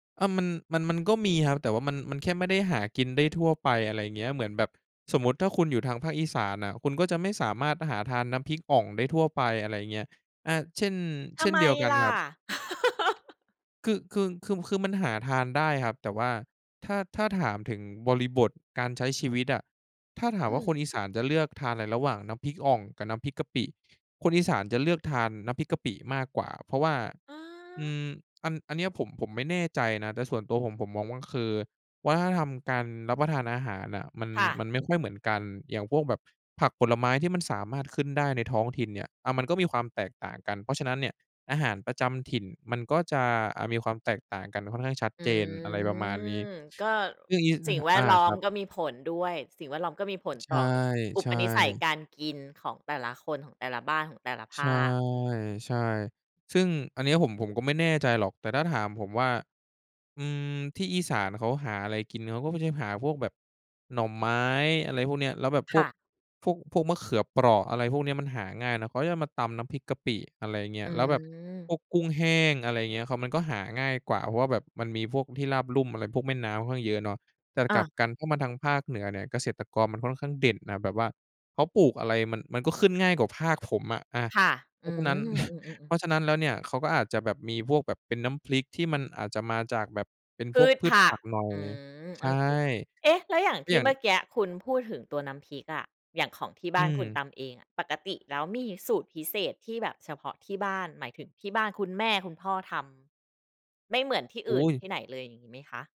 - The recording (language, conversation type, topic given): Thai, podcast, อาหารที่คุณเรียนรู้จากคนในบ้านมีเมนูไหนเด่นๆ บ้าง?
- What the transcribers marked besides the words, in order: laugh; drawn out: "อืม"; chuckle